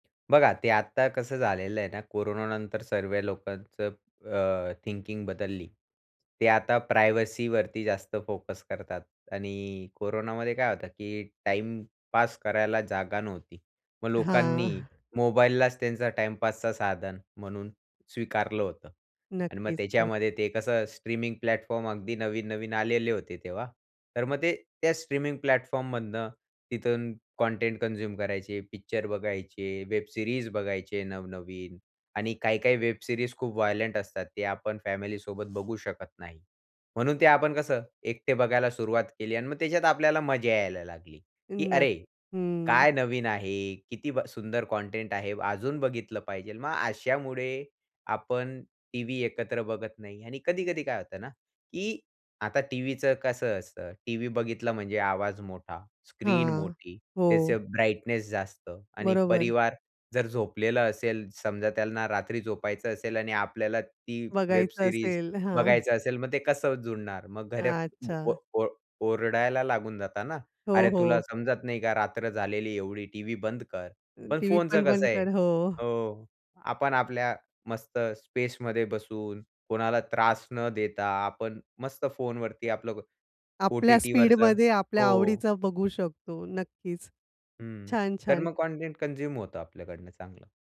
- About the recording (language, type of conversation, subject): Marathi, podcast, स्ट्रीमिंगमुळे पारंपरिक दूरदर्शनमध्ये नेमके कोणते बदल झाले असे तुम्हाला वाटते?
- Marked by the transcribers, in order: other background noise; in English: "थिंकिंग"; in English: "प्रायव्हसीवरती"; chuckle; in English: "प्लॅटफॉर्म"; in English: "प्लॅटफॉर्म"; in English: "कन्झ्युम"; in English: "वेब सीरीज"; in English: "वेब सीरीज"; in English: "वायलेंट"; in English: "ब्राइटनेस"; chuckle; in English: "वेब सीरीज"; in English: "स्पेसमध्ये"; in English: "कन्झ्युम"